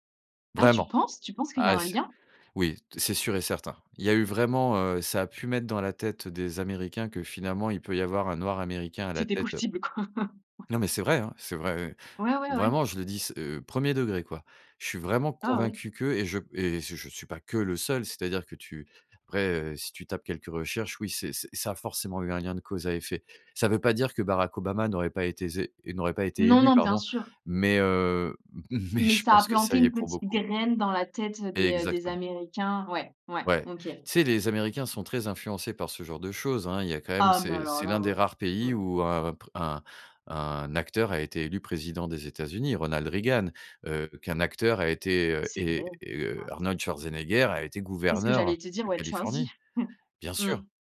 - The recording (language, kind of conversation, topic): French, podcast, Quelle série télévisée t’a scotché devant l’écran, et pourquoi ?
- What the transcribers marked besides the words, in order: chuckle; chuckle